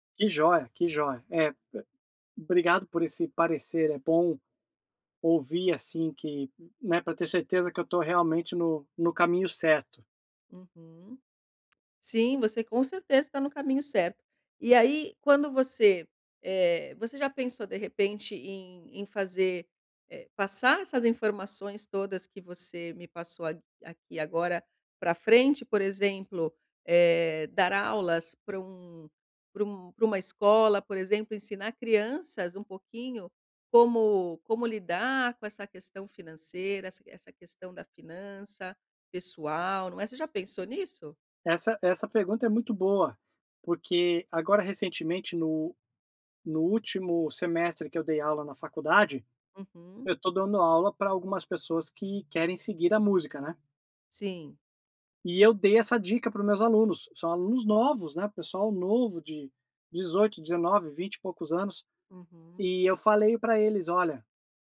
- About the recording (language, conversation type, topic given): Portuguese, advice, Como equilibrar o crescimento da minha empresa com a saúde financeira?
- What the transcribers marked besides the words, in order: tapping